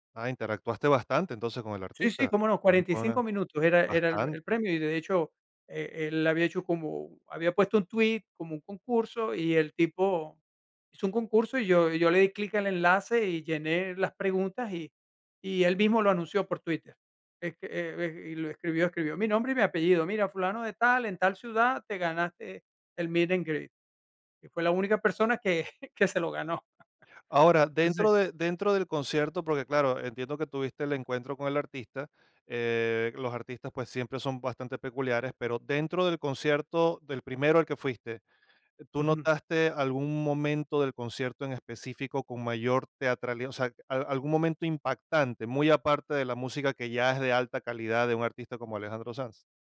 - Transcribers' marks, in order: unintelligible speech; chuckle; laugh
- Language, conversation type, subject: Spanish, podcast, ¿Recuerdas algún concierto que te dejó sin palabras?